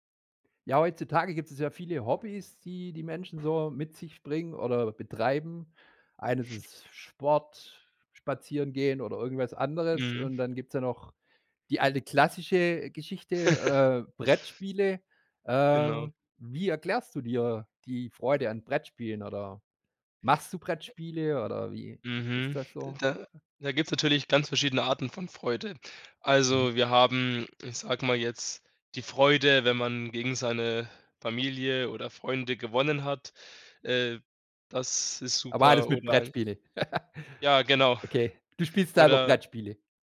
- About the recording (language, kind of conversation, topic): German, podcast, Wie erklärst du dir die Freude an Brettspielen?
- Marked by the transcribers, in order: tapping; other noise; chuckle; chuckle